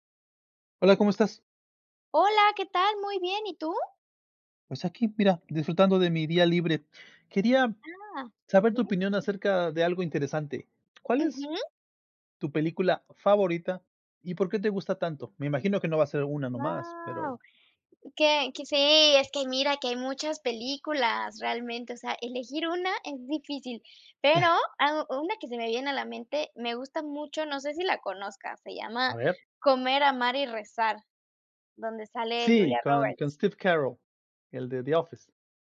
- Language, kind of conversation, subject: Spanish, unstructured, ¿Cuál es tu película favorita y por qué te gusta tanto?
- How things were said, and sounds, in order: chuckle